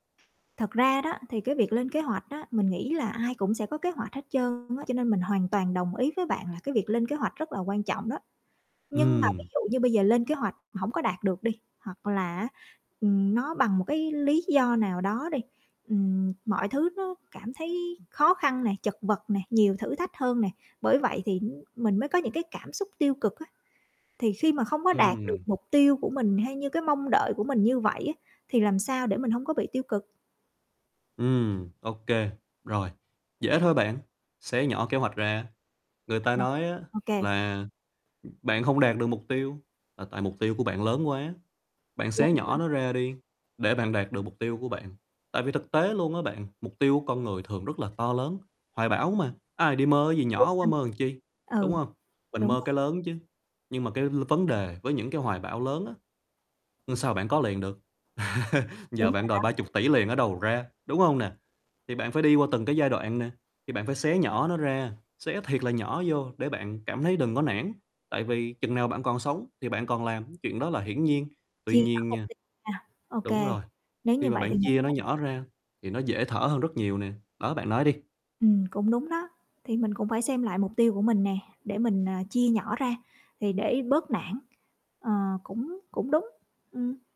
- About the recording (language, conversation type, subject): Vietnamese, advice, Làm sao để chấp nhận những cảm xúc tiêu cực mà không tự phán xét bản thân?
- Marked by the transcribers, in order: tapping; distorted speech; other background noise; static; "làm" said as "ừn"; "làm" said as "ừn"; laugh